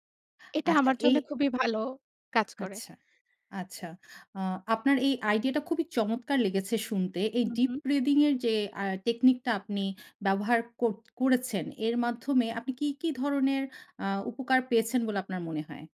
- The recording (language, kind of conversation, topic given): Bengali, podcast, আপনি মানসিক চাপ কীভাবে সামলান?
- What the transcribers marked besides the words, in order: none